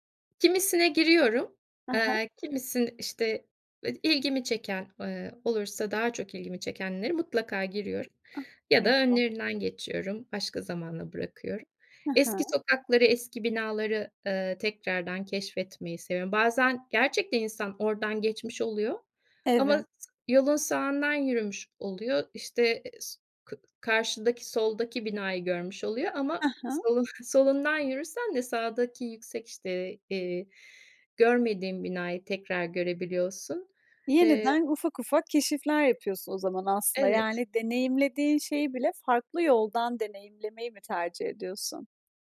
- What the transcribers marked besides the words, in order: other noise; tapping; other background noise
- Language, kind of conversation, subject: Turkish, podcast, Boş zamanlarını değerlendirirken ne yapmayı en çok seversin?